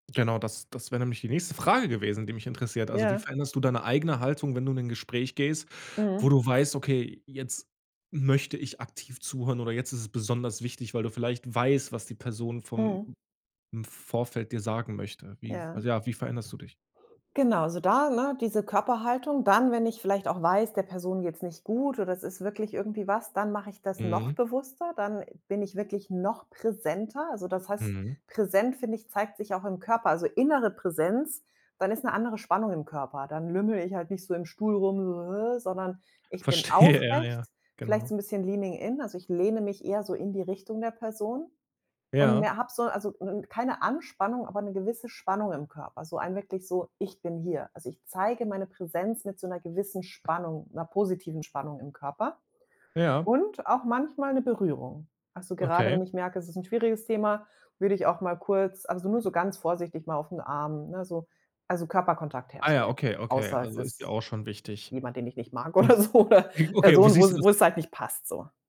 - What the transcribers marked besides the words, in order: stressed: "Frage"; other background noise; stressed: "noch"; laughing while speaking: "Verstehe"; put-on voice: "so, hä"; in English: "leaning in"; laughing while speaking: "oder so oder Person"; chuckle
- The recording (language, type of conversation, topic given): German, podcast, Wie hörst du aktiv zu, ohne zu unterbrechen?